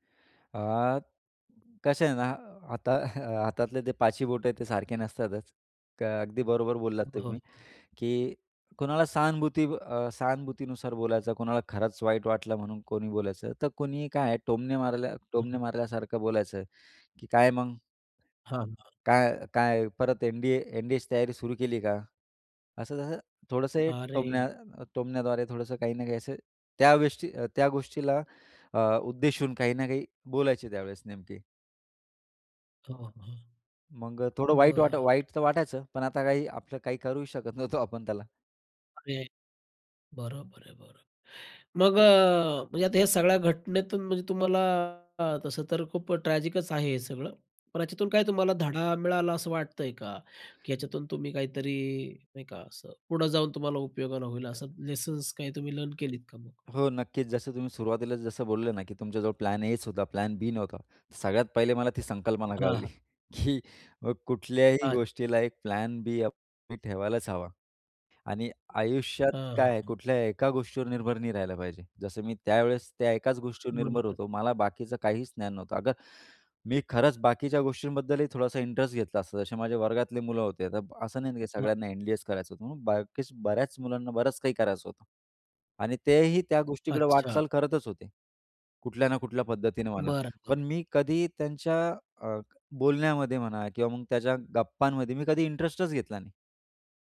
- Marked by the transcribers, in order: chuckle; other background noise; tapping; laughing while speaking: "नव्हतो आपण त्याला"; in English: "ट्रॅजिकच"; in English: "प्लॅन एच"; in English: "प्लॅन बी"; laughing while speaking: "कळली की"; in English: "प्लॅन बी"
- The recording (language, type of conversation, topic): Marathi, podcast, तुमच्या आयुष्यातलं सर्वात मोठं अपयश काय होतं आणि त्यातून तुम्ही काय शिकलात?